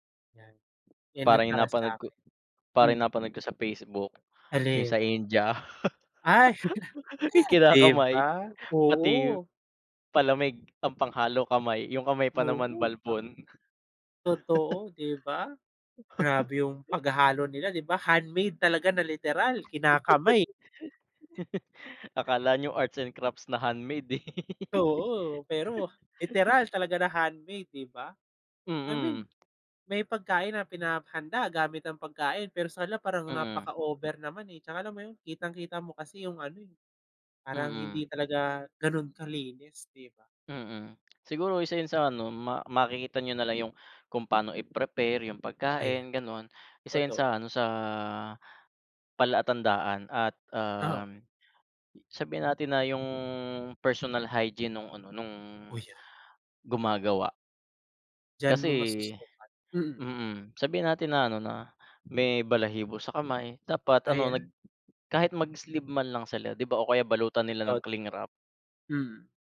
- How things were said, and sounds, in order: other background noise; chuckle; tapping; chuckle; chuckle; giggle; in English: "cling wrap"
- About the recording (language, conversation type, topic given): Filipino, unstructured, Ano ang palagay mo tungkol sa pagkain sa kalye, at ligtas ba ito?